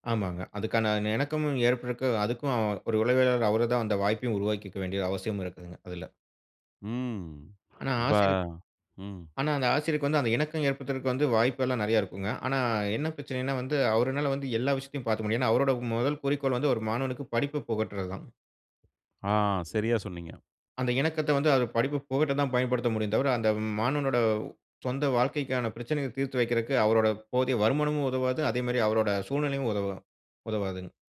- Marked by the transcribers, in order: "ஏற்படரதுக்கு" said as "ஏற்பட்றுக்கு"; "முடியாது" said as "முடியா"
- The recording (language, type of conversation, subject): Tamil, podcast, மற்றவர்களுடன் உங்களை ஒப்பிடும் பழக்கத்தை நீங்கள் எப்படி குறைத்தீர்கள், அதற்கான ஒரு அனுபவத்தைப் பகிர முடியுமா?